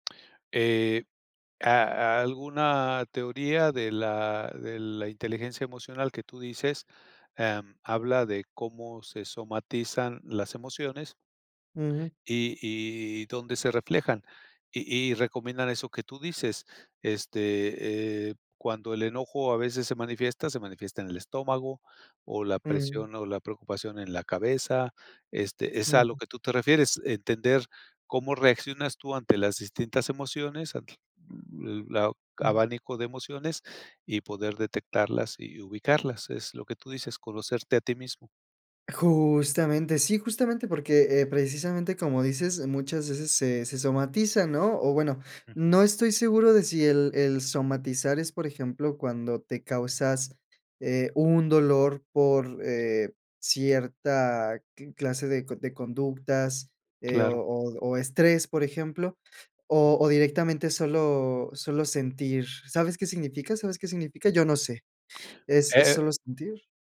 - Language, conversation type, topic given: Spanish, podcast, ¿Cómo empezarías a conocerte mejor?
- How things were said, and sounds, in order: other background noise